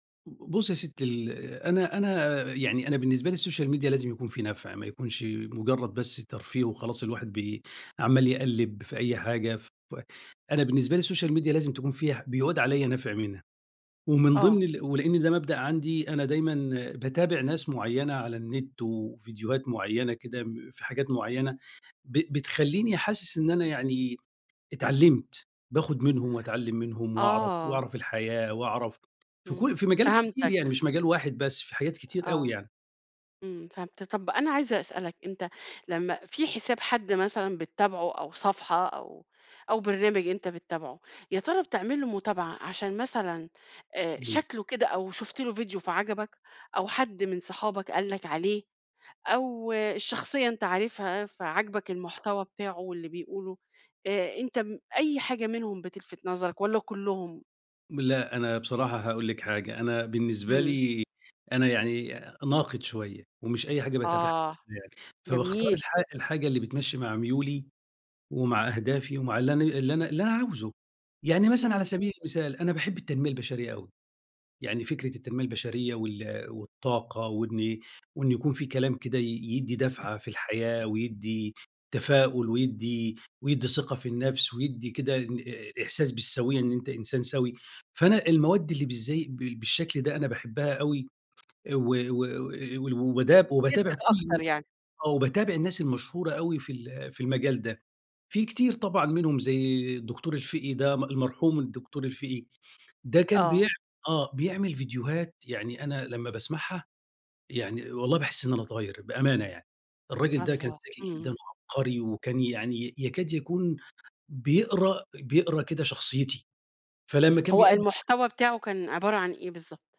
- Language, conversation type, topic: Arabic, podcast, ليه بتتابع ناس مؤثرين على السوشيال ميديا؟
- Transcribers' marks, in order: in English: "السوشيال ميديا"; in English: "السوشيال ميديا"; other background noise; tapping